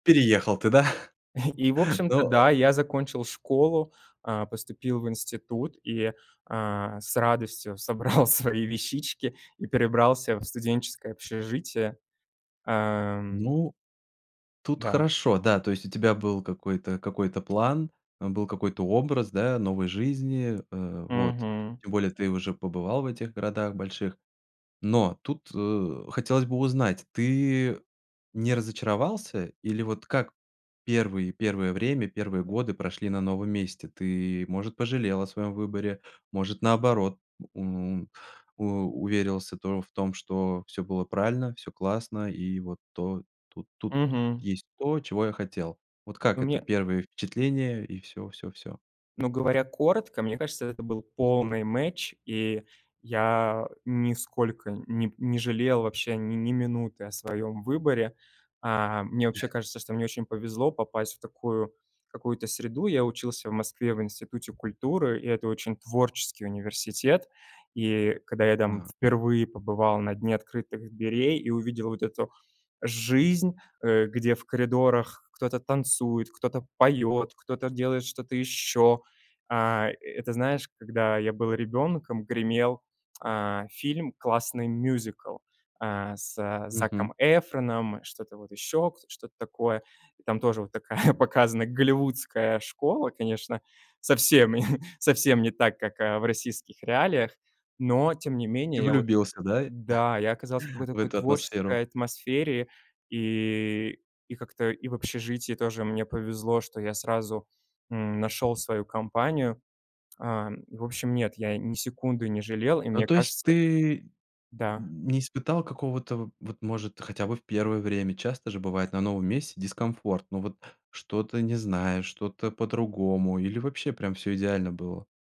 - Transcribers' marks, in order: chuckle; laughing while speaking: "да?"; laughing while speaking: "собрал свои вещички"; other background noise; in English: "match"; chuckle; chuckle; chuckle; chuckle; tapping
- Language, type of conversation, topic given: Russian, podcast, Как вы приняли решение уехать из родного города?